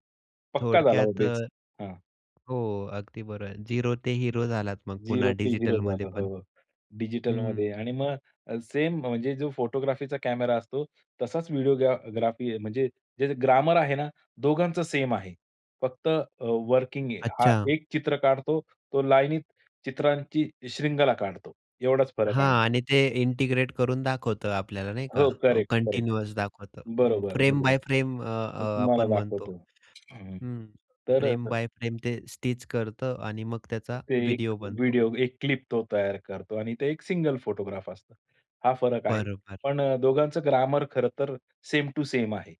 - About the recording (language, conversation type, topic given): Marathi, podcast, तू पूर्वी आवडलेला छंद पुन्हा कसा सुरू करशील?
- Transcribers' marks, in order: "हिरो" said as "झिरो"; "झालो" said as "झालं"; in English: "ग्रामर"; in English: "इंटिग्रेट"; tapping; in English: "फ्रेम बाय फ्रेम"; other background noise; in English: "फ्रेम बाय फ्रेम"; in English: "फोटोग्राफ"; in English: "ग्रामर"